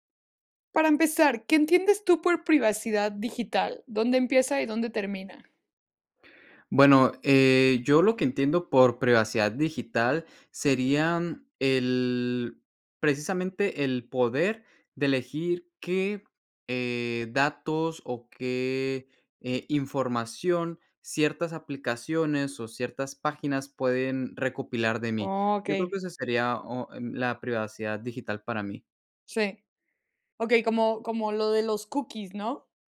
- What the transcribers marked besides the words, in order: none
- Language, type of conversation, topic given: Spanish, podcast, ¿Qué miedos o ilusiones tienes sobre la privacidad digital?